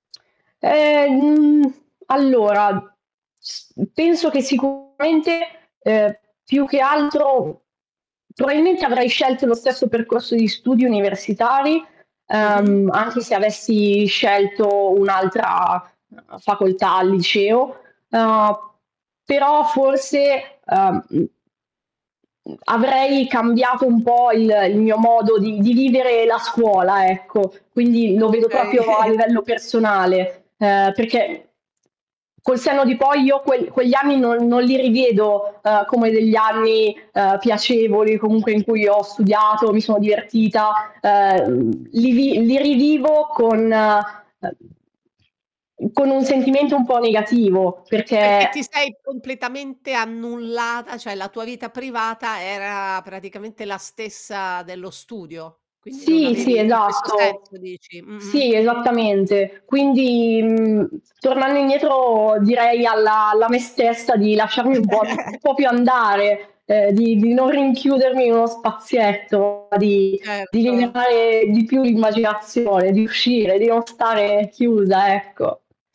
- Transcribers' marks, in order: distorted speech; "proprio" said as "propio"; chuckle; other background noise; "cioè" said as "ceh"; chuckle; tapping
- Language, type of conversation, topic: Italian, podcast, Quale esperienza ti ha fatto crescere creativamente?